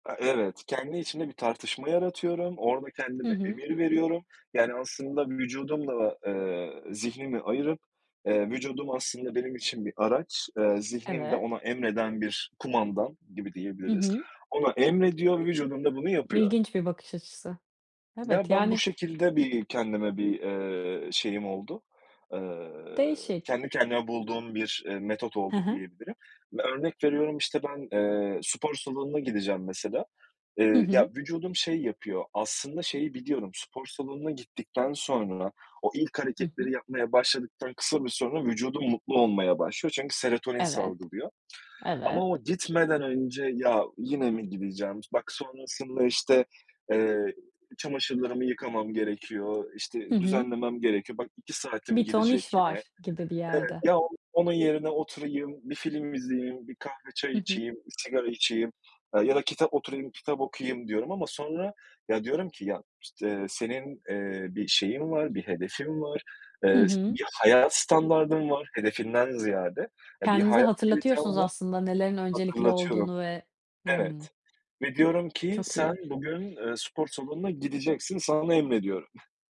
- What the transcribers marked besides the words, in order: other background noise; background speech
- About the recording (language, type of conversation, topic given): Turkish, podcast, Bugün için küçük ama etkili bir kişisel gelişim önerin ne olurdu?